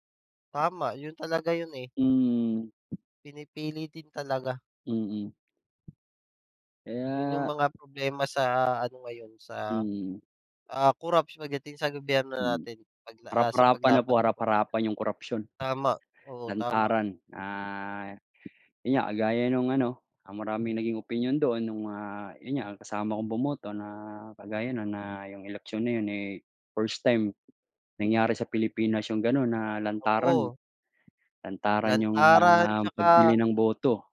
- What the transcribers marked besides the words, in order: tapping; other background noise
- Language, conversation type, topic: Filipino, unstructured, Ano ang opinyon mo sa mga hakbang ng gobyerno laban sa korapsyon?